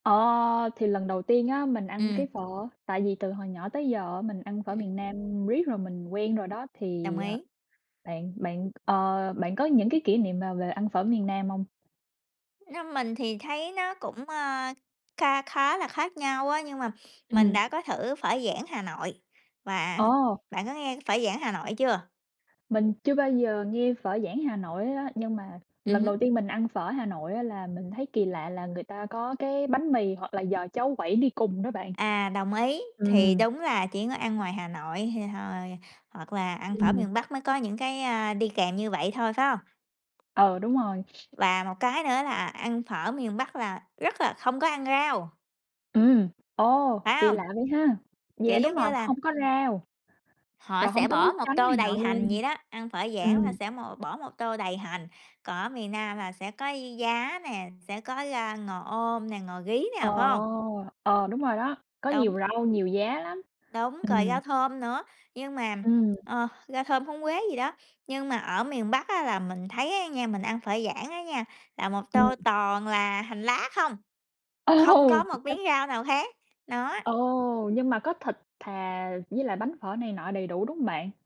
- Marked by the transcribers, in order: tapping; other background noise; unintelligible speech; unintelligible speech
- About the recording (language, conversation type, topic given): Vietnamese, unstructured, Bạn đã học nấu phở như thế nào?